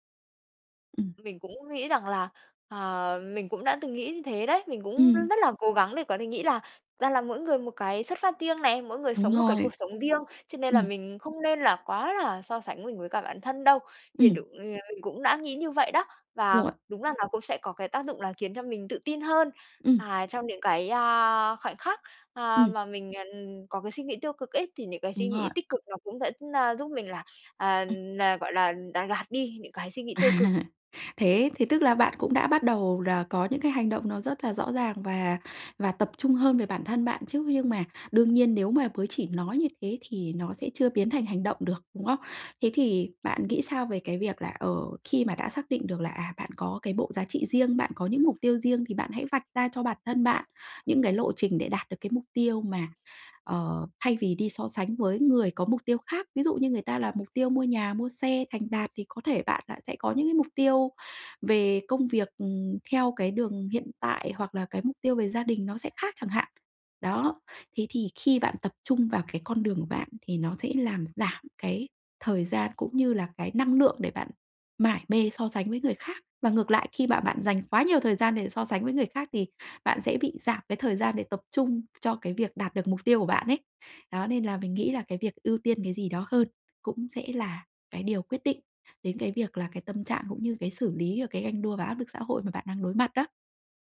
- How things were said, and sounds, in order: tapping; laughing while speaking: "À"; background speech; other background noise
- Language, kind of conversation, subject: Vietnamese, advice, Làm sao để đối phó với ganh đua và áp lực xã hội?